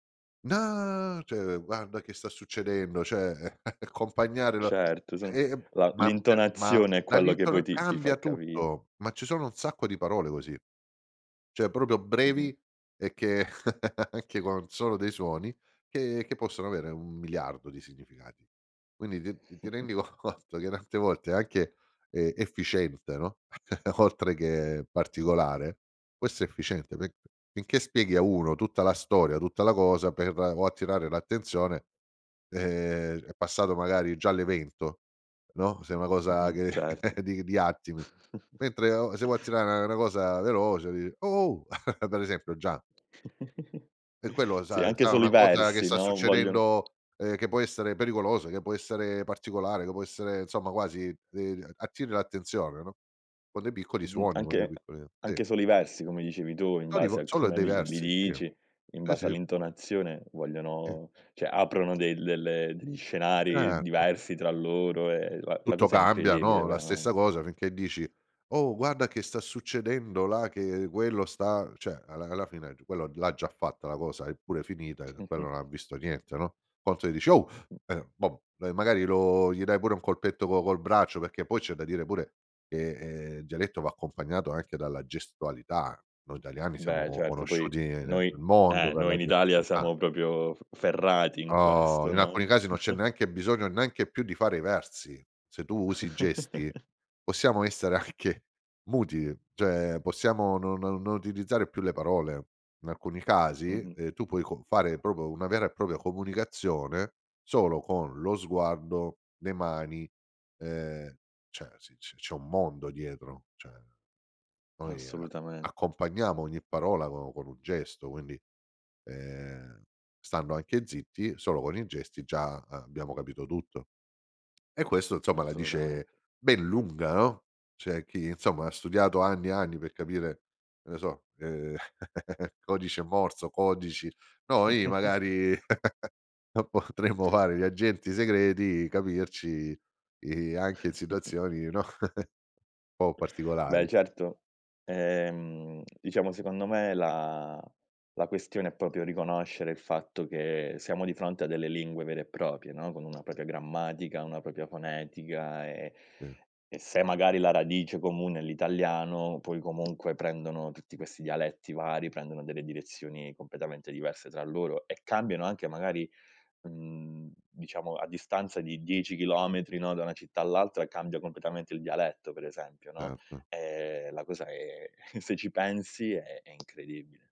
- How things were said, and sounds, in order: drawn out: "No"; tapping; chuckle; chuckle; laughing while speaking: "ti rendi co conto"; other background noise; chuckle; laughing while speaking: "oltre"; chuckle; chuckle; unintelligible speech; laughing while speaking: "come"; drawn out: "Certo"; chuckle; put-on voice: "Oh!"; "proprio" said as "propio"; drawn out: "Oh"; chuckle; chuckle; laughing while speaking: "anche"; "proprio" said as "propio"; chuckle; chuckle; chuckle; drawn out: "la"; "proprio" said as "propio"; "proprie" said as "propie"; unintelligible speech; laughing while speaking: "se ci"
- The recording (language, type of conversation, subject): Italian, podcast, Com'è il dialetto della tua famiglia e lo usi ancora?